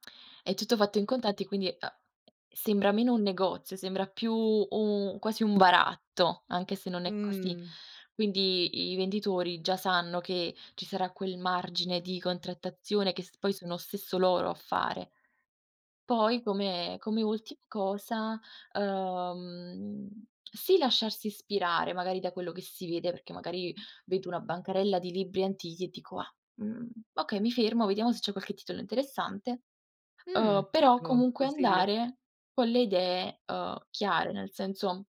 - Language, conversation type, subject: Italian, podcast, Come scegli di solito cosa comprare al mercato?
- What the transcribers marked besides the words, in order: tsk; tapping; tsk